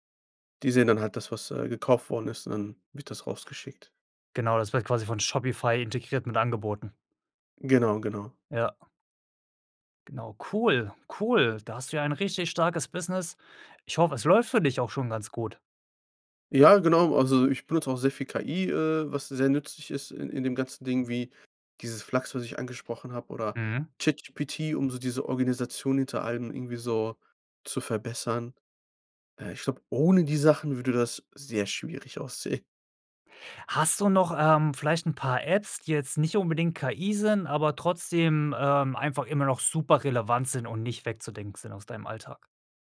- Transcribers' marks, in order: laughing while speaking: "aussehen"
- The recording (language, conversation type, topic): German, podcast, Welche Apps erleichtern dir wirklich den Alltag?